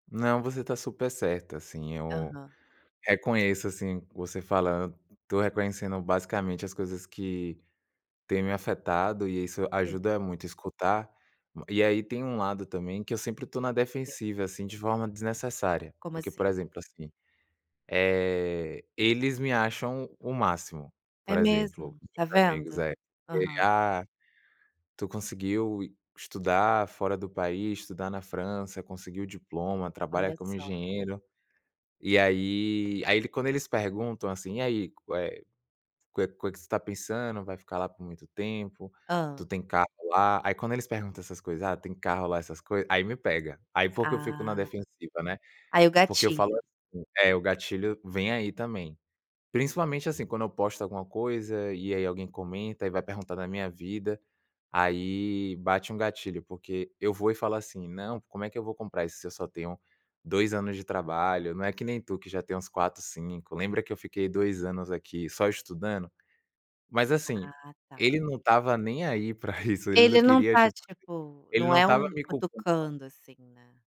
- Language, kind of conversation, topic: Portuguese, advice, Como você se sente ao se comparar constantemente com colegas nas redes sociais?
- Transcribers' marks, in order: tapping; chuckle